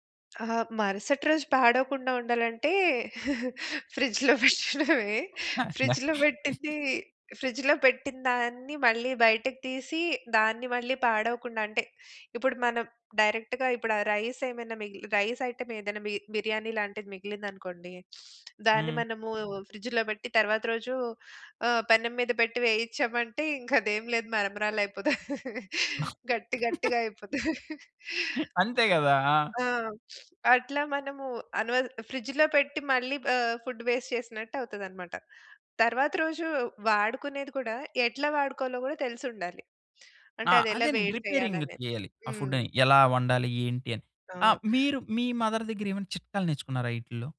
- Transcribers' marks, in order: chuckle; in English: "ఫ్రిడ్జ్‌లో"; in English: "ఫ్రిడ్జ్‌లో"; other background noise; laughing while speaking: "అండ"; in English: "ఫ్రిడ్జ్‌లో"; in English: "డైరెక్ట్‌గా"; in English: "రైస్"; in English: "ఫ్రిడ్జ్‌లో"; chuckle; sniff; in English: "ఫ్రిడ్జ్‌లో"; in English: "ఫుడ్ వేస్ట్"; in English: "రిపేరింగ్"; in English: "ఫుడ్‌ని"; in English: "మదర్"
- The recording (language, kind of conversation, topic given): Telugu, podcast, పండుగలో మిగిలిన ఆహారాన్ని మీరు ఎలా ఉపయోగిస్తారు?